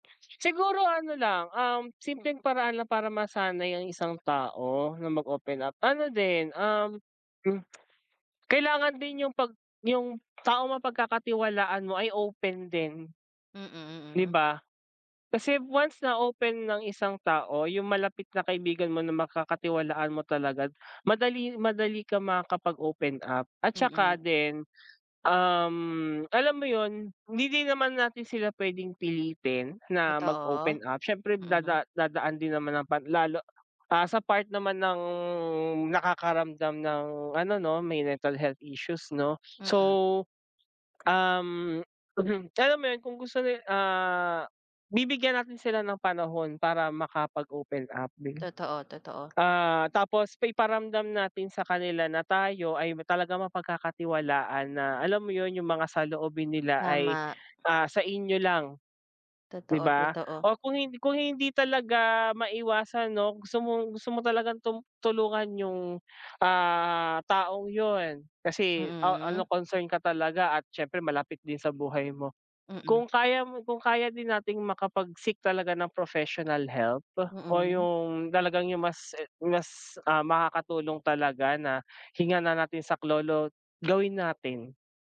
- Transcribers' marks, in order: other background noise; tapping; dog barking; drawn out: "ng"; throat clearing
- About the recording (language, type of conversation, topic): Filipino, unstructured, Ano ang masasabi mo tungkol sa paghingi ng tulong para sa kalusugang pangkaisipan?